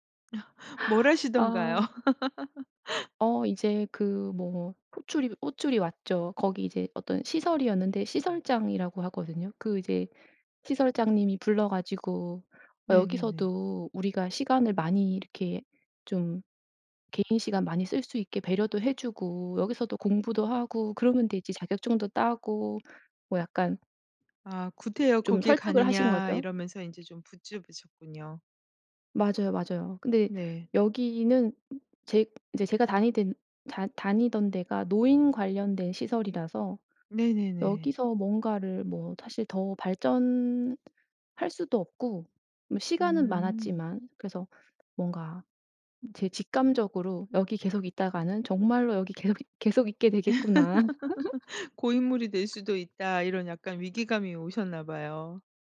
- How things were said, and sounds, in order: laugh; laugh; other background noise; "붙잡으셨군요" said as "붙즙으셨군요"; laugh; laugh
- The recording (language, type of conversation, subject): Korean, podcast, 직감이 삶을 바꾼 경험이 있으신가요?